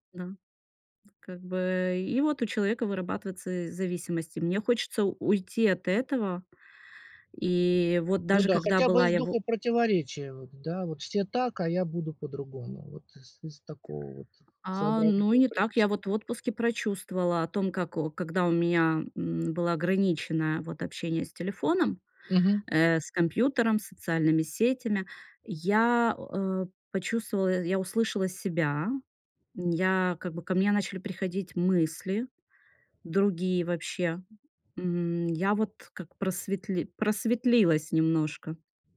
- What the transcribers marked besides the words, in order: tapping
- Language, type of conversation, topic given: Russian, podcast, Что вы думаете о цифровом детоксе и как его организовать?